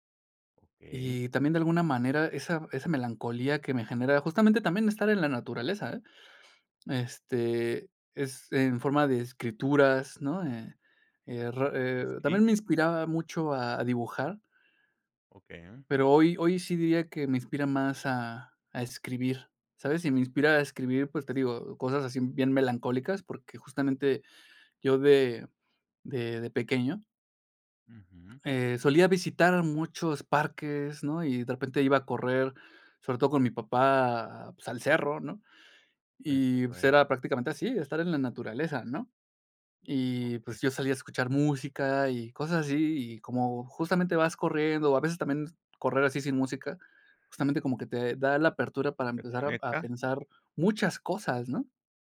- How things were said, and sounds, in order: tapping
- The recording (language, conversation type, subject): Spanish, podcast, ¿De qué manera la soledad en la naturaleza te inspira?